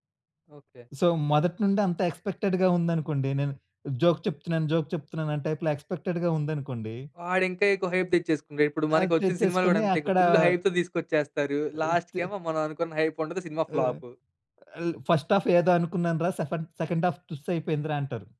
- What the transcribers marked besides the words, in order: in English: "సో"; in English: "ఎక్స్‌పెక్టెడ్‌గా"; in English: "జోక్"; in English: "జోక్"; in English: "టైప్‌లో ఎక్స్‌పెక్టెడ్‌గా"; in English: "హైప్"; in English: "హైప్‌తో"; in English: "ఫస్ట్ హాఫ్"; in English: "హాఫ్"
- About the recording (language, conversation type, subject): Telugu, podcast, క్రియాత్మక ఆలోచనలు ఆగిపోయినప్పుడు మీరు మళ్లీ సృజనాత్మకతలోకి ఎలా వస్తారు?